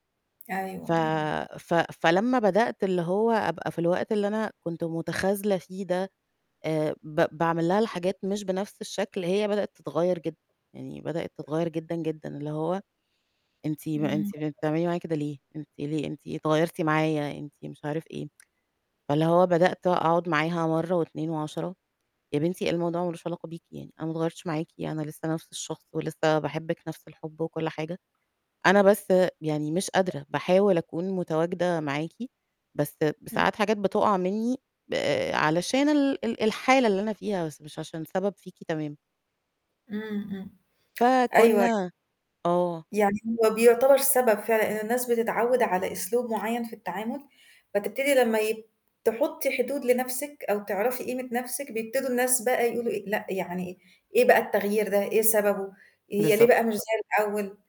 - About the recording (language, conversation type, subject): Arabic, podcast, إزاي بتقول لا لحد قريب منك من غير ما تزعلُه؟
- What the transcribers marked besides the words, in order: tapping; tsk